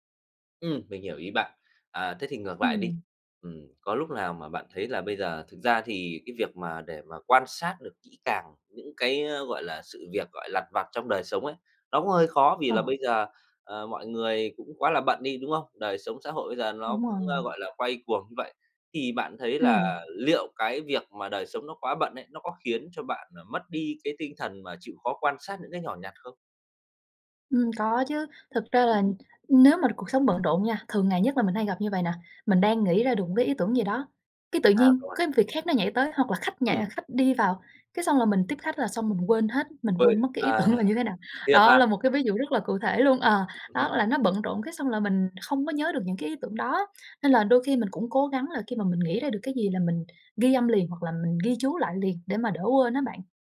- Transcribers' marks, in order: tapping; laughing while speaking: "tưởng"; laugh
- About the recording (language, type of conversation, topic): Vietnamese, podcast, Bạn tận dụng cuộc sống hằng ngày để lấy cảm hứng như thế nào?